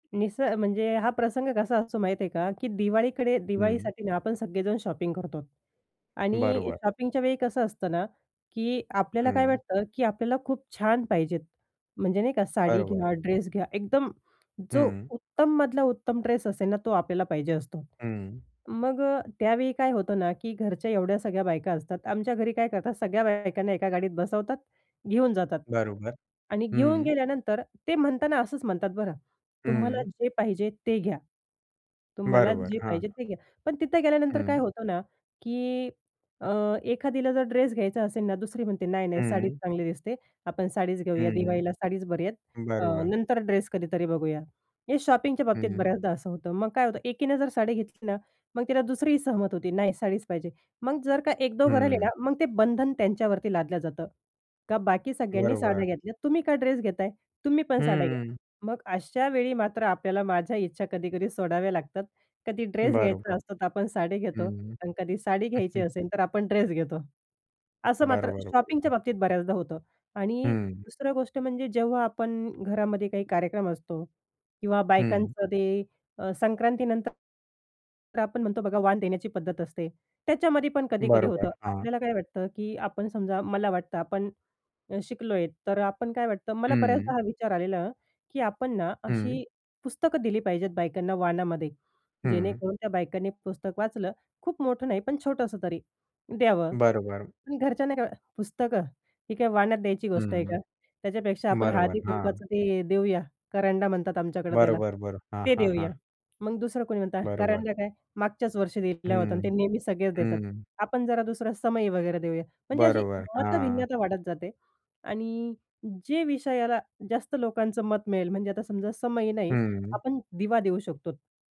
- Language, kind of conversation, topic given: Marathi, podcast, तुला असं वाटतं का की तुझ्या निर्णयांवर कुटुंबाचं मत किती परिणाम करतं?
- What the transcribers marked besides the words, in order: other background noise; tapping; in English: "शॉपिंग"; in English: "शॉपिंगच्या"; in English: "शॉपिंगच्या"; chuckle; in English: "शॉपिंगच्या"; "शकतो" said as "शकतोत"